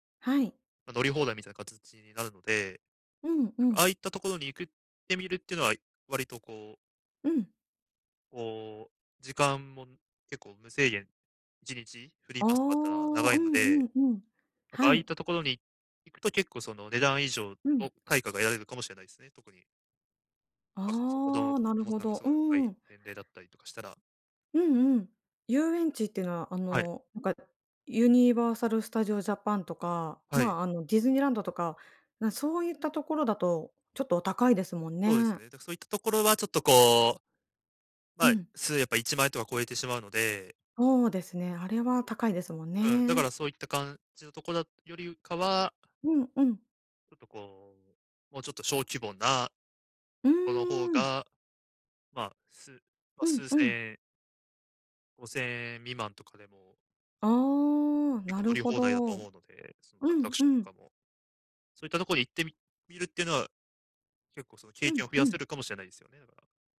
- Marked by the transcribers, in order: other background noise; tapping
- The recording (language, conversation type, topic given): Japanese, advice, 簡素な生活で経験を増やすにはどうすればよいですか？